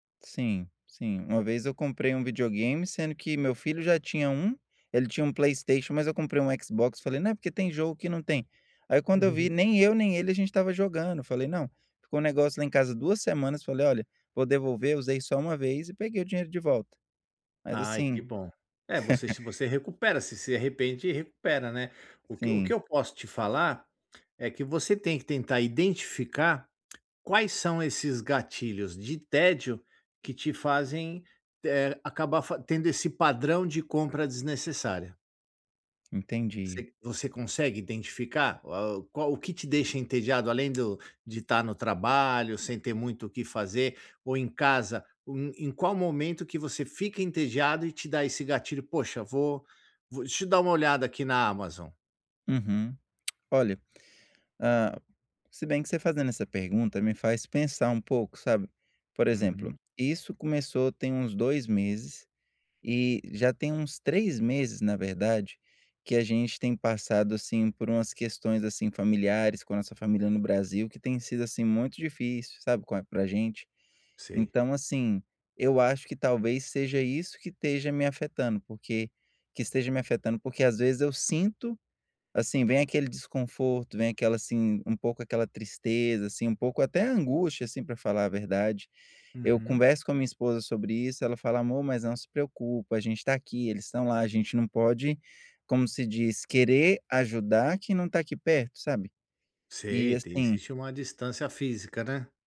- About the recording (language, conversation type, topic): Portuguese, advice, Como posso parar de gastar dinheiro quando estou entediado ou procurando conforto?
- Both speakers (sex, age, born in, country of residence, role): male, 30-34, Brazil, United States, user; male, 50-54, Brazil, United States, advisor
- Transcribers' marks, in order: chuckle; tapping